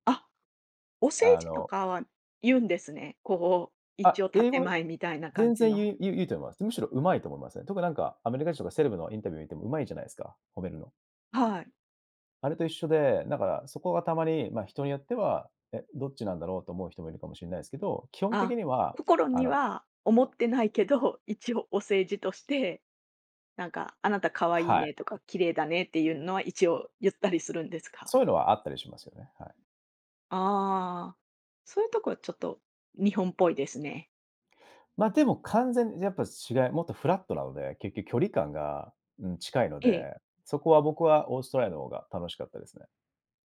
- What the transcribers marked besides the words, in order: other background noise
- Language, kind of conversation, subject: Japanese, podcast, 新しい文化に馴染むとき、何を一番大切にしますか？